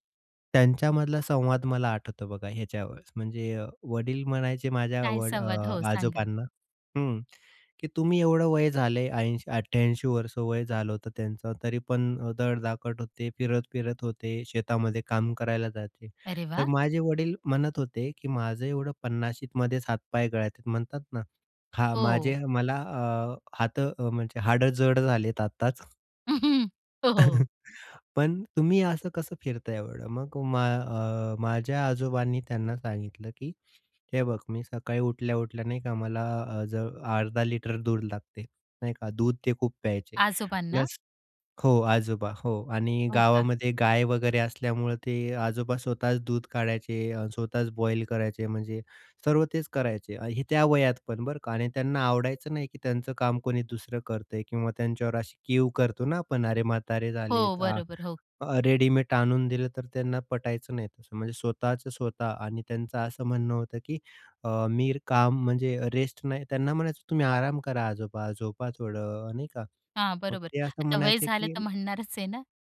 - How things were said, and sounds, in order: "गळतात" said as "गळायतात"; chuckle; laughing while speaking: "हो"; chuckle; in English: "प्लस"; in English: "बॉईल"; in English: "रेडिमेड"; "रेडीमेट" said as "रेडिमेड"; in English: "रेस्ट"
- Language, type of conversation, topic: Marathi, podcast, भूक आणि जेवणाची ठरलेली वेळ यांतला फरक तुम्ही कसा ओळखता?